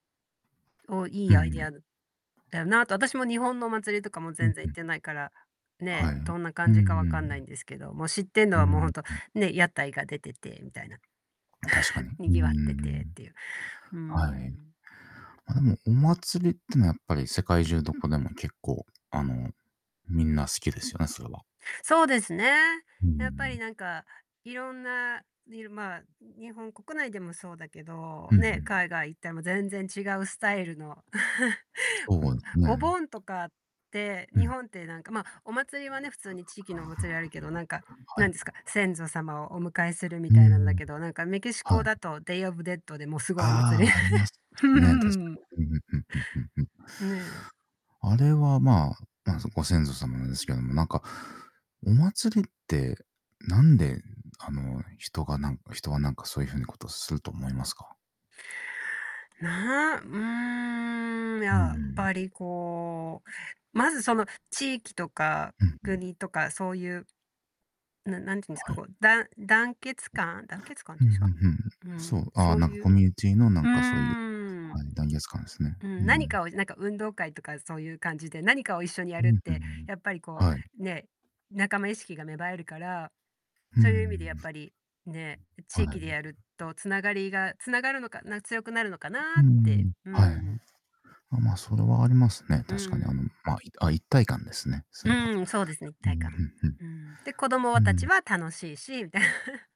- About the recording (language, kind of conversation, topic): Japanese, unstructured, なぜ人はお祭りを大切にするのでしょうか？
- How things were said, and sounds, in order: other background noise; chuckle; chuckle; distorted speech; in English: "デイオブデッド"; unintelligible speech; laugh; "団結感" said as "だんげつかん"; tapping; laughing while speaking: "みたいな"